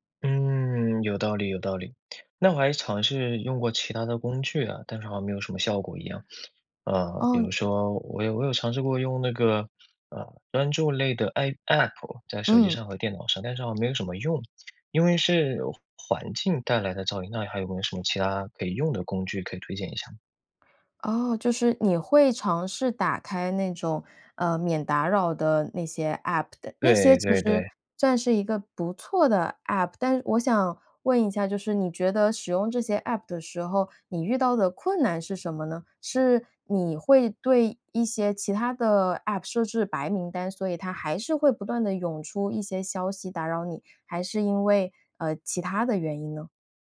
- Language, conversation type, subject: Chinese, advice, 我在工作中总是容易分心、无法专注，该怎么办？
- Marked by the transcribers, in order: sniff; other background noise